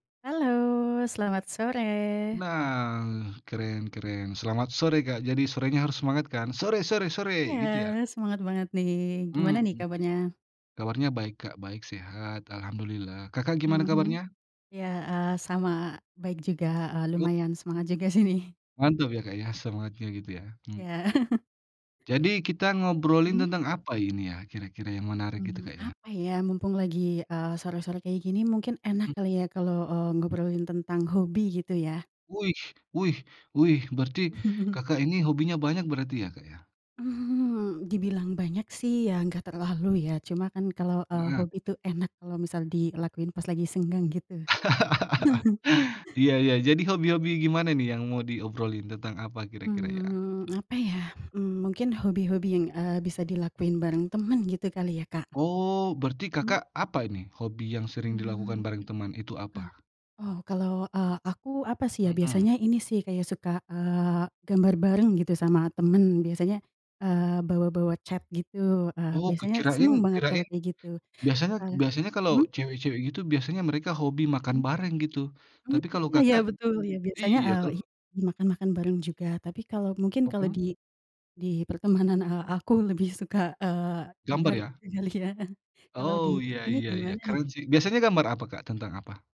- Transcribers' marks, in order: laughing while speaking: "sih nih"; chuckle; chuckle; tapping; laugh; chuckle; other background noise; laughing while speaking: "kali ya"
- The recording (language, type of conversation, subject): Indonesian, unstructured, Apa hobi yang paling sering kamu lakukan bersama teman?